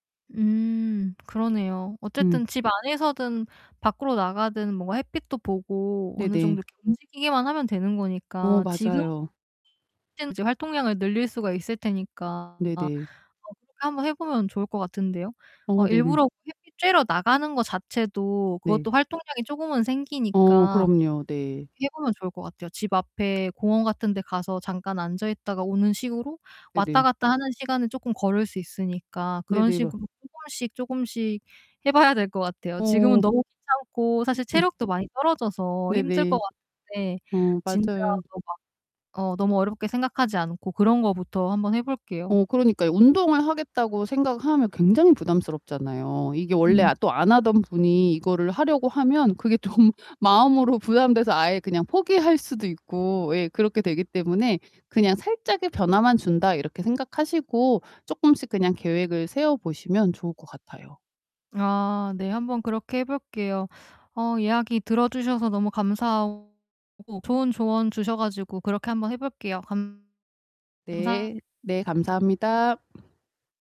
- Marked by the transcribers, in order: distorted speech; tapping; unintelligible speech; laughing while speaking: "좀"
- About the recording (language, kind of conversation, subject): Korean, advice, 일상에서 활동량을 조금 늘리려면 어디서부터 시작하는 것이 좋을까요?